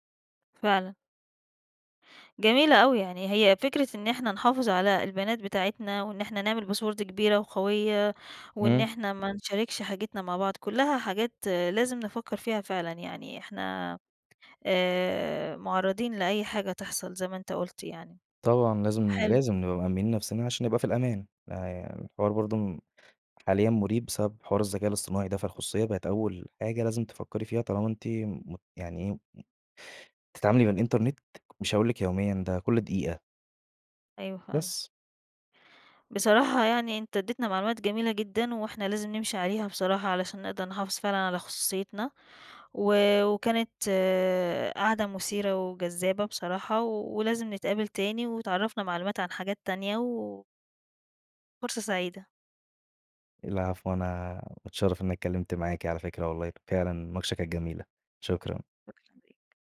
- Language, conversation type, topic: Arabic, podcast, إزاي بتحافظ على خصوصيتك على الإنترنت؟
- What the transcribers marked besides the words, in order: in English: "Password"; tapping; other background noise